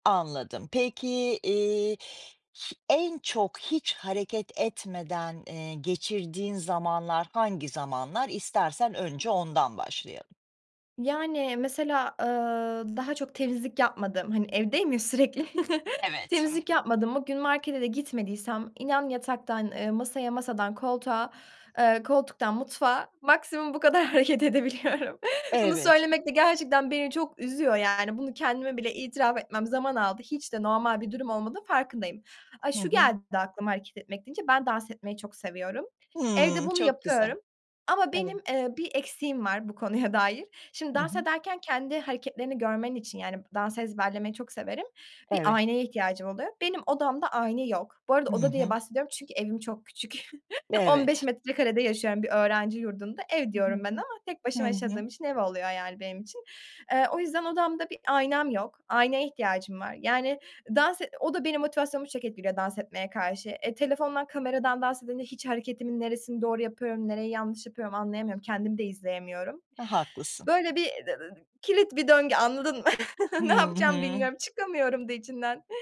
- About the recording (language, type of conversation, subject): Turkish, advice, Gün içinde hareket etmeyi sık sık unutuyor ve uzun süre oturmaktan dolayı ağrı ile yorgunluk hissediyor musunuz?
- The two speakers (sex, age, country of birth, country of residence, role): female, 20-24, Turkey, Germany, user; female, 55-59, Turkey, United States, advisor
- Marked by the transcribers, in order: other background noise; laughing while speaking: "sürekli"; chuckle; laughing while speaking: "hareket edebiliyorum"; chuckle; laughing while speaking: "konuya dair"; "ayna" said as "ayni"; chuckle; other noise; chuckle; laughing while speaking: "Ne yapacağımı bilmiyorum. Çıkamıyorum da içinden"